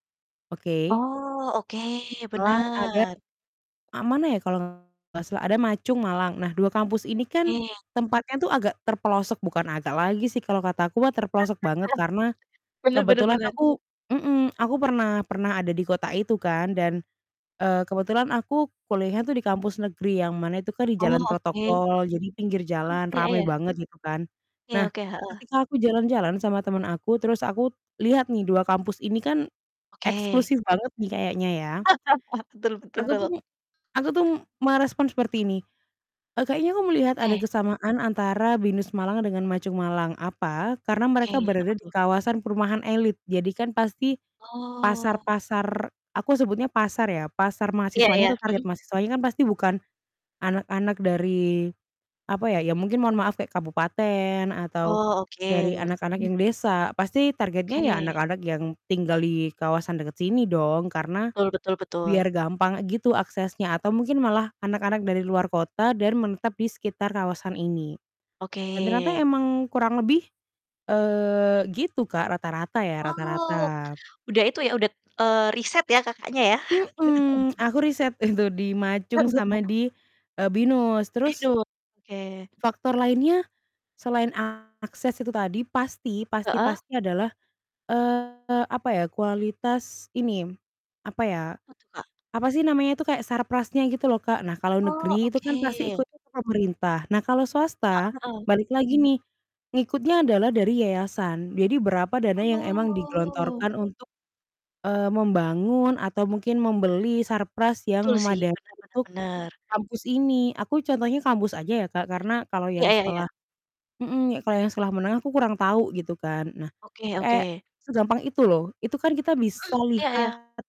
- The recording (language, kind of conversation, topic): Indonesian, unstructured, Mengapa kualitas pendidikan berbeda-beda di setiap daerah?
- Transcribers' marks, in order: static; distorted speech; tapping; chuckle; laugh; other background noise; chuckle; laughing while speaking: "itu"; chuckle; drawn out: "Oh"